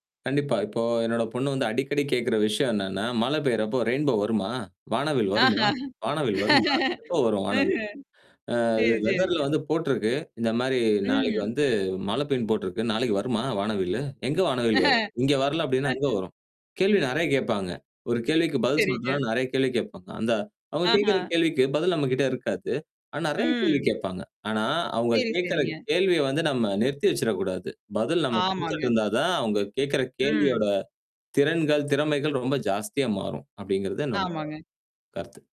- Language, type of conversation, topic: Tamil, podcast, குழந்தைகளுக்கு இயற்கையைப் பிடிக்க வைக்க நீங்கள் என்ன செய்வீர்கள்?
- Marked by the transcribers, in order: in English: "ரெயின்போ"; laughing while speaking: "ஆஹ. ம்ஹ்ம். சேரி, சேரிங்க"; laugh; inhale; drawn out: "அ"; in English: "வெதர்ல"; drawn out: "ம்"; other noise; chuckle; distorted speech; drawn out: "ம்"